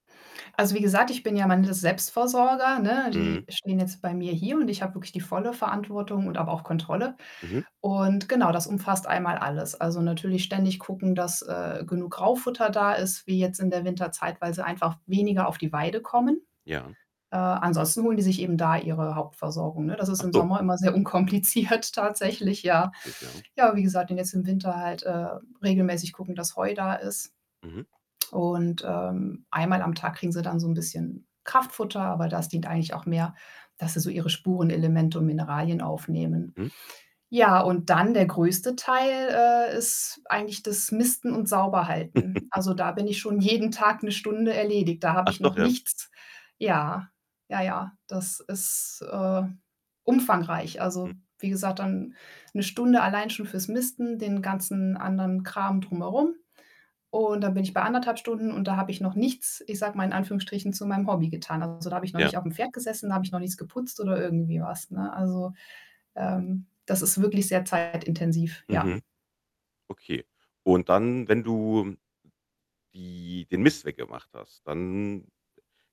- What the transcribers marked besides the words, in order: static; other background noise; laughing while speaking: "unkompliziert"; chuckle; distorted speech; unintelligible speech
- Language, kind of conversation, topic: German, podcast, Wie hast du wieder angefangen – in kleinen Schritten oder gleich ganz groß?